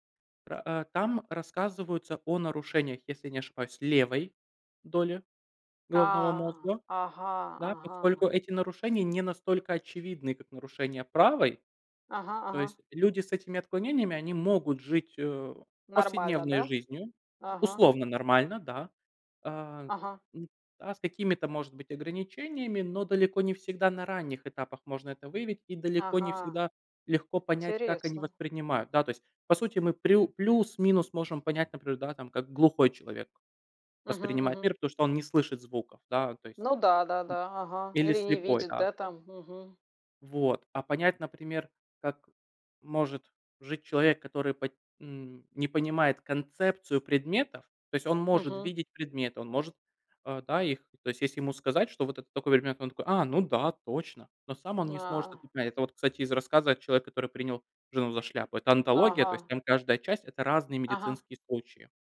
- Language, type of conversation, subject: Russian, unstructured, Что тебе больше всего нравится в твоём увлечении?
- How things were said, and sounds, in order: tapping; other background noise